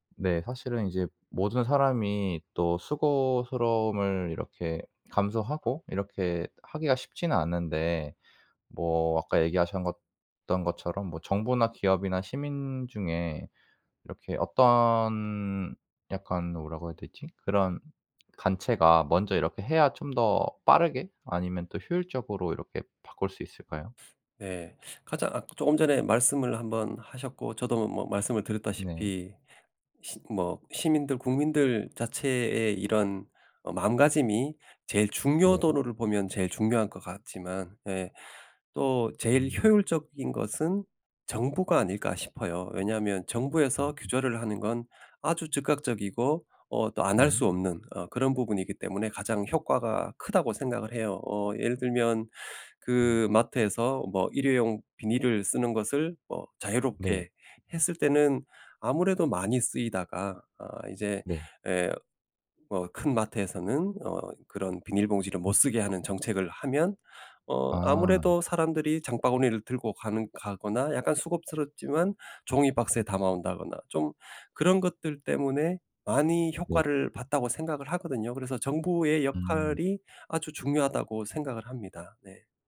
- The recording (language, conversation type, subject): Korean, podcast, 플라스틱 쓰레기 문제, 어떻게 해결할 수 있을까?
- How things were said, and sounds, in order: other background noise